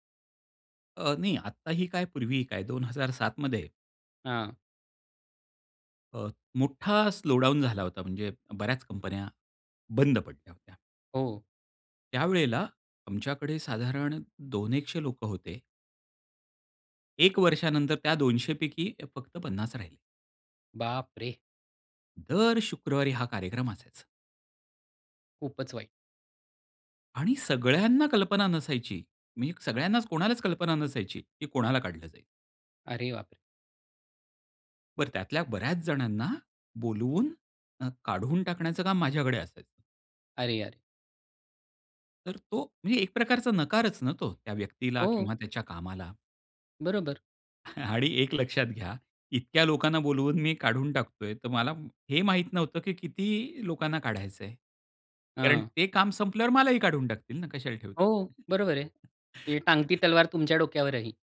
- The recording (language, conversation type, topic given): Marathi, podcast, नकार देताना तुम्ही कसे बोलता?
- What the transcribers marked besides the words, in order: tapping; in English: "स्लो डाउन"; surprised: "बापरे!"; sad: "खूपच वाईट"; other background noise; other noise; chuckle; laughing while speaking: "आणि"; laugh